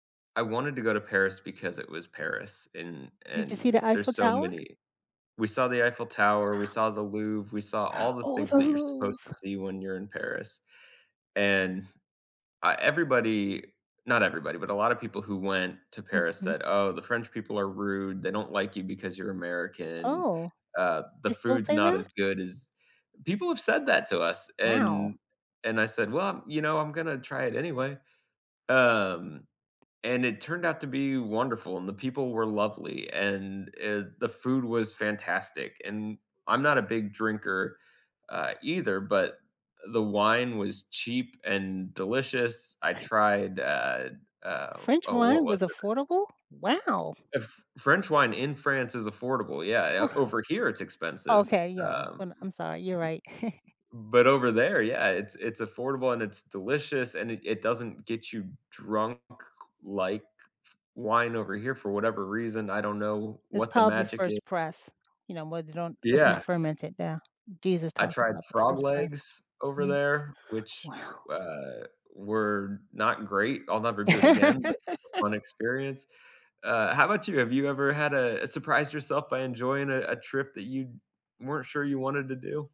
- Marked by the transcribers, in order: gasp; surprised: "Oh, they still say that?"; other background noise; chuckle; chuckle; tapping; unintelligible speech; chuckle
- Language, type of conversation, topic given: English, unstructured, What makes you hesitate before trying a new travel destination?
- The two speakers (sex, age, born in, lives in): female, 20-24, United States, United States; male, 35-39, United States, United States